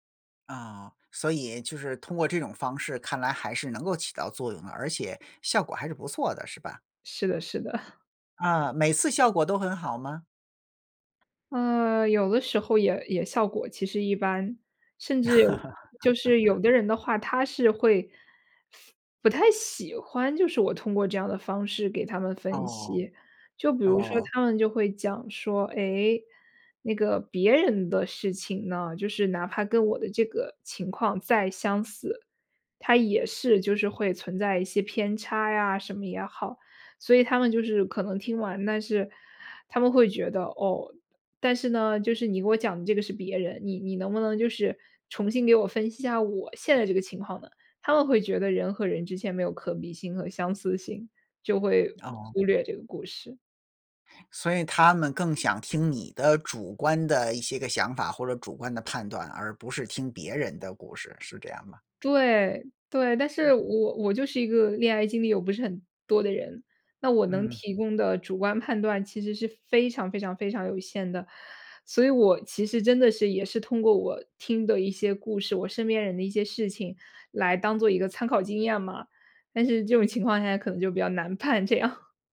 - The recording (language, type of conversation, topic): Chinese, podcast, 当对方情绪低落时，你会通过讲故事来安慰对方吗？
- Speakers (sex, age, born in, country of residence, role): female, 25-29, China, France, guest; male, 45-49, China, United States, host
- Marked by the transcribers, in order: laugh; other noise; other background noise; laughing while speaking: "比较难判这样"